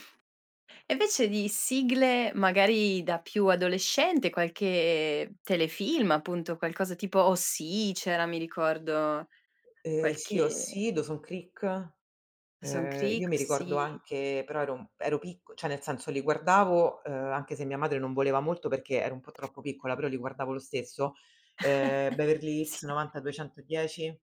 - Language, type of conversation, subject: Italian, podcast, Quali ricordi ti evocano le sigle televisive di quando eri piccolo?
- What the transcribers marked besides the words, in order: drawn out: "qualche"; other background noise; "cioè" said as "ceh"; tapping; chuckle; laughing while speaking: "Sì"